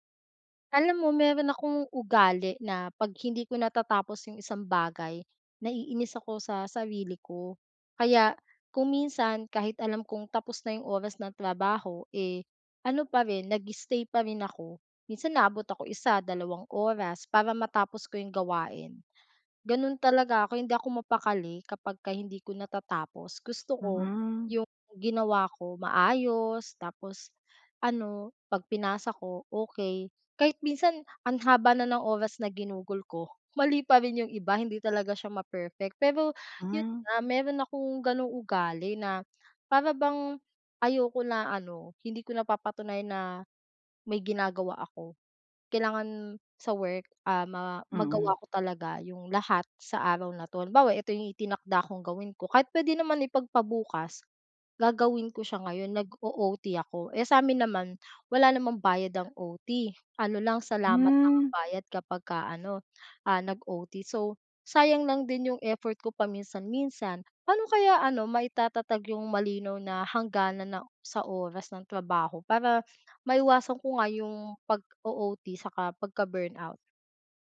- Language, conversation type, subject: Filipino, advice, Paano ako makapagtatakda ng malinaw na hangganan sa oras ng trabaho upang maiwasan ang pagkasunog?
- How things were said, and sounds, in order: other background noise; laughing while speaking: "mali pa rin yung iba"; sniff